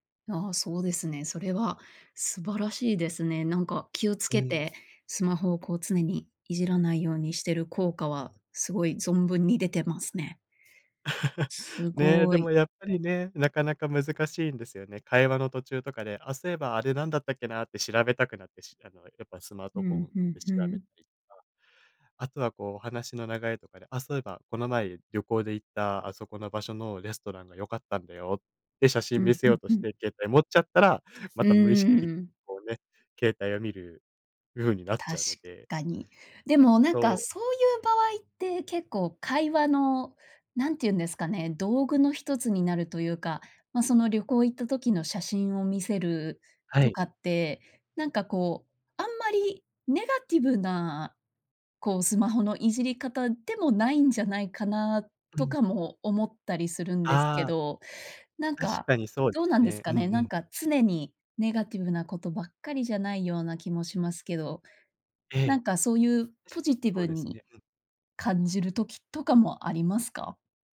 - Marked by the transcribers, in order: laugh; other noise
- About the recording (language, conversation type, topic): Japanese, podcast, スマホ依存を感じたらどうしますか？